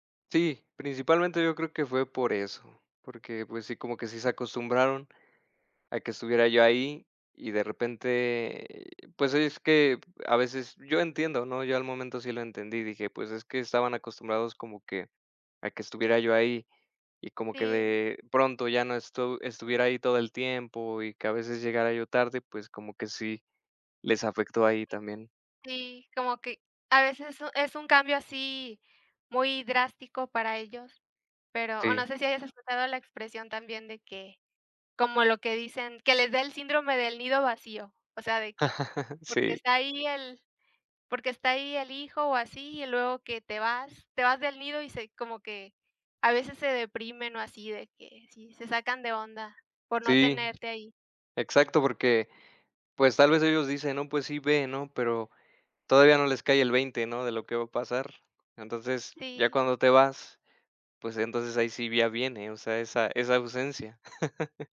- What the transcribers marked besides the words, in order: chuckle; other noise; chuckle
- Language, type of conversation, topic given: Spanish, unstructured, ¿Cómo reaccionas si un familiar no respeta tus decisiones?